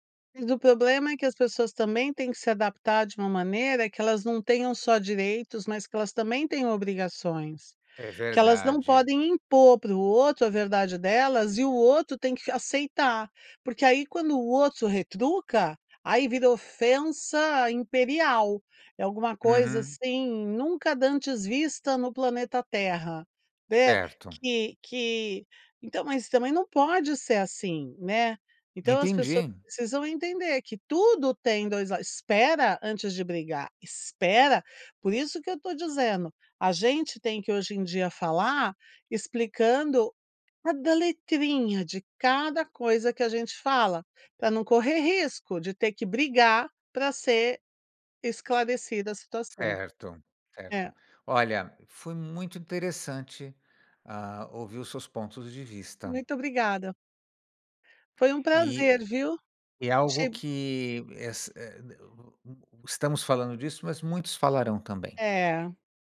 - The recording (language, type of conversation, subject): Portuguese, podcast, Como lidar com interpretações diferentes de uma mesma frase?
- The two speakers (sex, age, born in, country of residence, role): female, 60-64, Brazil, United States, guest; male, 55-59, Brazil, United States, host
- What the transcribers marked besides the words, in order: none